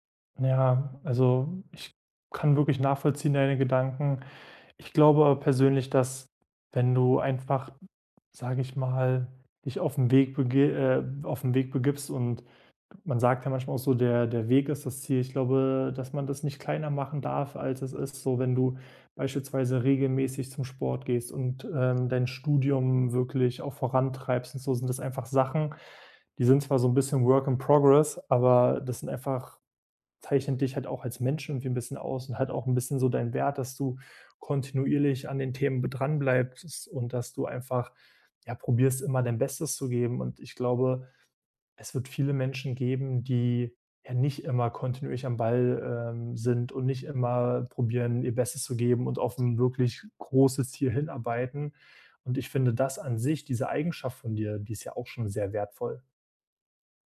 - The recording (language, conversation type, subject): German, advice, Wie finde ich meinen Selbstwert unabhängig von Leistung, wenn ich mich stark über die Arbeit definiere?
- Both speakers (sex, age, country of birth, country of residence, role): male, 18-19, Germany, Germany, user; male, 25-29, Germany, Germany, advisor
- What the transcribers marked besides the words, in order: in English: "work in progress"